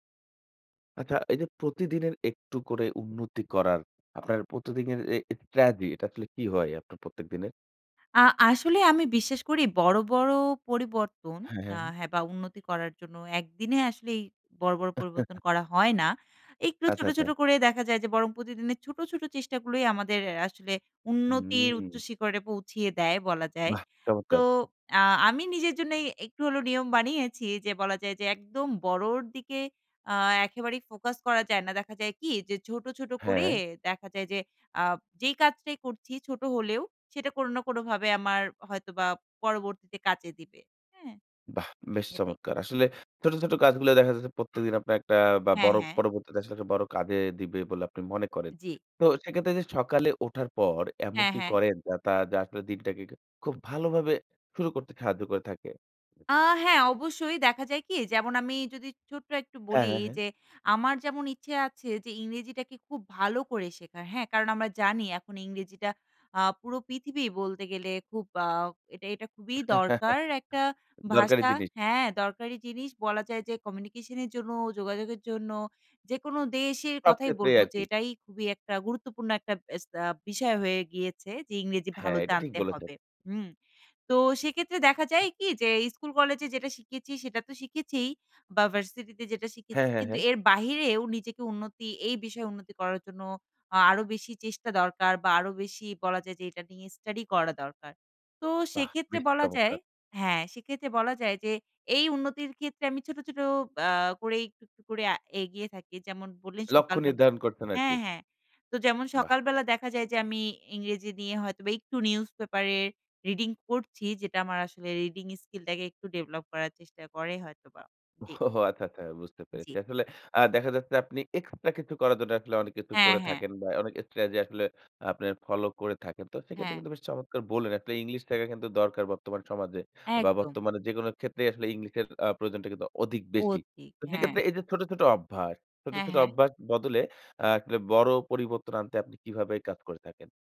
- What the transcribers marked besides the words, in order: "স্ট্রাটেজি" said as "একট্রেজি"; chuckle; horn; tapping; "যাতে" said as "যাতা"; chuckle; laughing while speaking: "ওহ"
- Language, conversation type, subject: Bengali, podcast, প্রতিদিন সামান্য করে উন্নতি করার জন্য আপনার কৌশল কী?